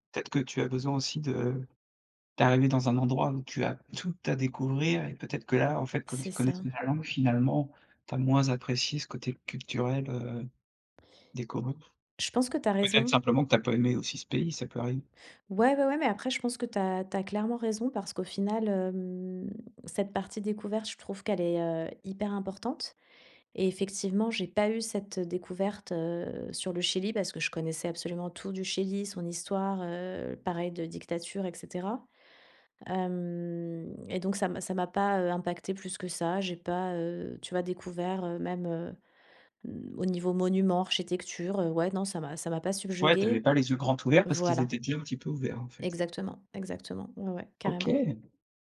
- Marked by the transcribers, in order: stressed: "tout"; drawn out: "hem"; stressed: "pas"; drawn out: "Hem"; tapping
- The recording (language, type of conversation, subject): French, podcast, Peux-tu raconter une histoire de migration dans ta famille ?